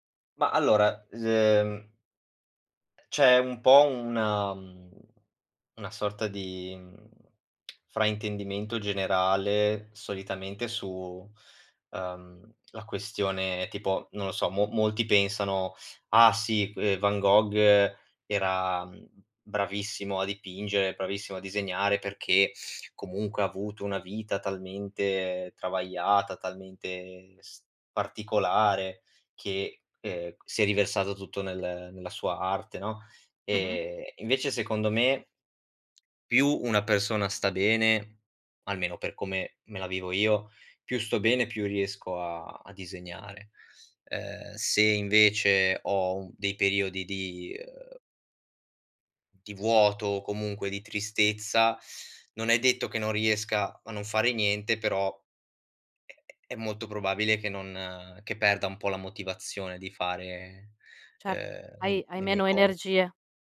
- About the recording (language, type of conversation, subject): Italian, podcast, Come bilanci divertimento e disciplina nelle tue attività artistiche?
- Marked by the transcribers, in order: tapping; lip smack